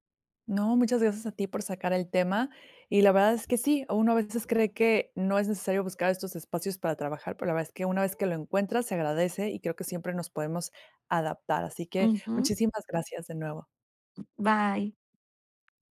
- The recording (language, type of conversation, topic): Spanish, podcast, ¿Cómo organizarías un espacio de trabajo pequeño en casa?
- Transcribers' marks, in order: other background noise; tapping